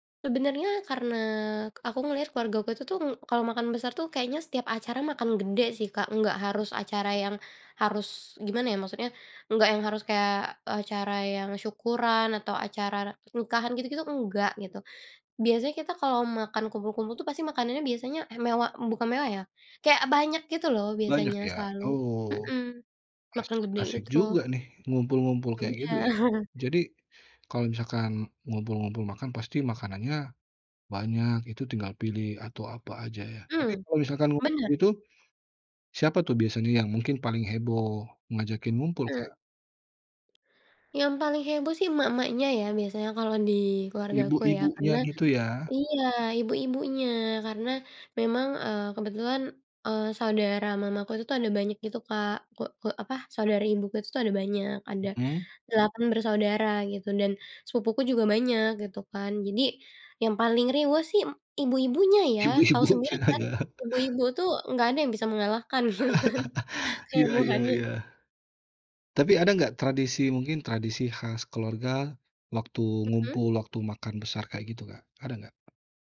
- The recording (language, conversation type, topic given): Indonesian, podcast, Bagaimana kebiasaan keluargamu saat berkumpul dan makan besar?
- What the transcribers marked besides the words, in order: tapping; chuckle; laughing while speaking: "Ibu-ibunya"; chuckle; laughing while speaking: "gitu kan"